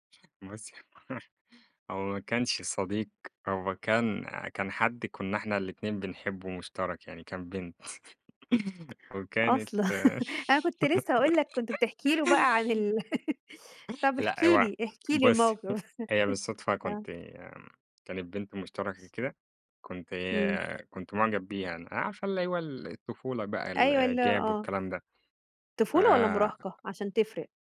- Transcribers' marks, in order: laughing while speaking: "بُصي هو"; laugh; giggle; laugh; chuckle; laugh
- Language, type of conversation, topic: Arabic, podcast, احكيلي عن صداقة غيّرت نظرتك للناس إزاي؟